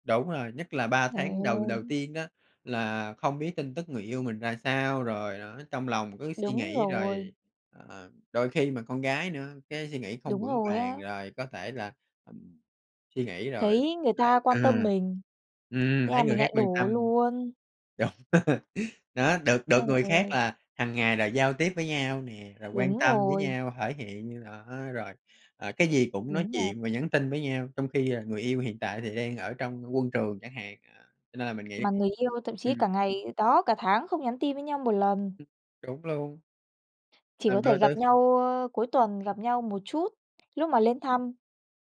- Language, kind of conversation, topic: Vietnamese, unstructured, Bạn nghĩ giao tiếp trong tình yêu quan trọng như thế nào?
- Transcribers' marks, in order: tapping; other noise; laughing while speaking: "Đúng"; chuckle